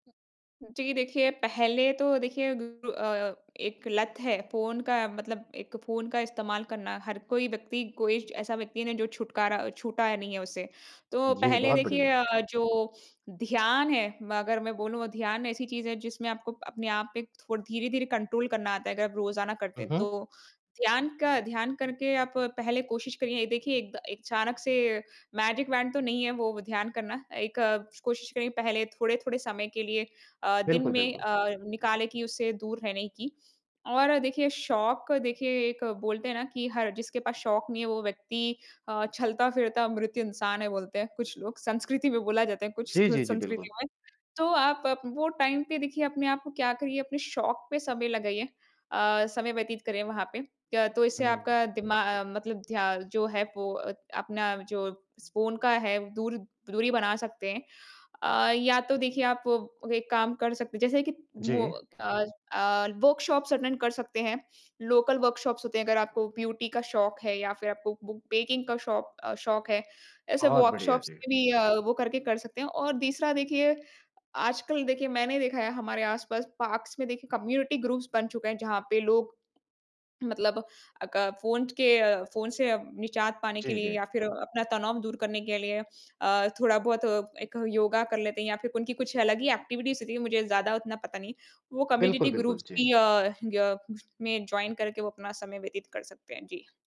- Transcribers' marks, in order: in English: "कंट्रोल"; in English: "मैजिक वॉन्ड"; in English: "टाइम"; in English: "वर्कशॉप्स अटेंड"; in English: "लोकल वर्कशॉप्स"; in English: "ब्यूटी"; in English: "बेकिंग"; in English: "वर्कशॉप्स"; in English: "पार्क्स"; in English: "कम्युनिटी ग्रुप्स"; in English: "एक्टिविटीज़"; in English: "कम्युनिटी ग्रुप्स"; in English: "जॉइन"
- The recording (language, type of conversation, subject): Hindi, podcast, आप मोबाइल फ़ोन और स्क्रीन पर बिताए जाने वाले समय को कैसे नियंत्रित करते हैं?